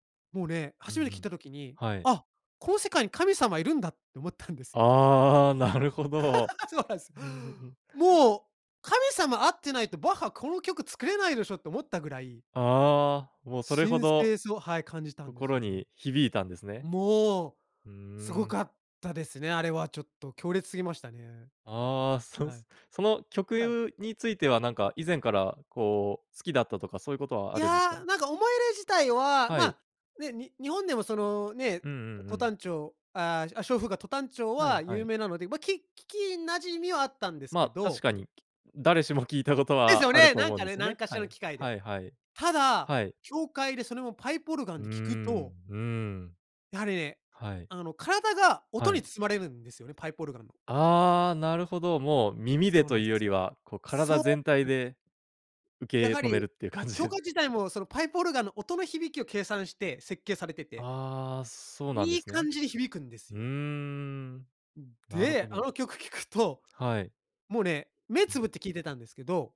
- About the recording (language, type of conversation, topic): Japanese, podcast, 初めて強く心に残った曲を覚えていますか？
- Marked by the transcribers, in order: laugh; tapping; anticipating: "ですよね？"; other noise